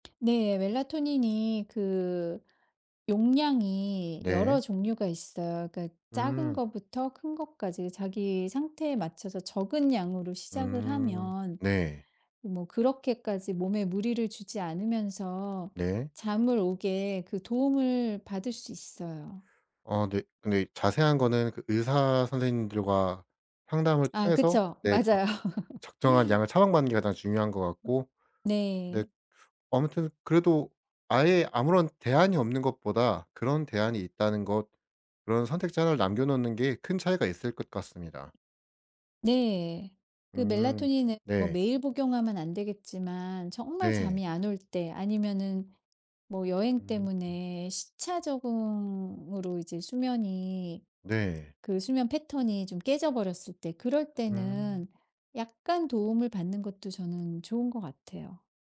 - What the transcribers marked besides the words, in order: tapping; other background noise
- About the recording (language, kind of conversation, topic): Korean, podcast, 잠을 잘 자는 습관은 어떻게 만들면 좋을까요?